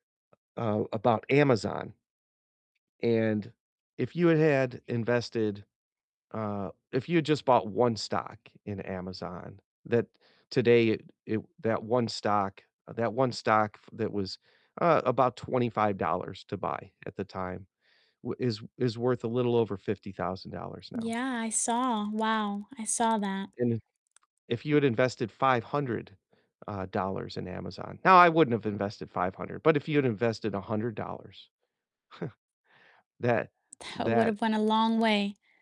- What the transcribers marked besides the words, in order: distorted speech; tapping; chuckle; laughing while speaking: "That"
- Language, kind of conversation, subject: English, unstructured, What is one money lesson you wish you had learned sooner?
- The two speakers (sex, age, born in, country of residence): female, 25-29, United States, United States; male, 55-59, United States, United States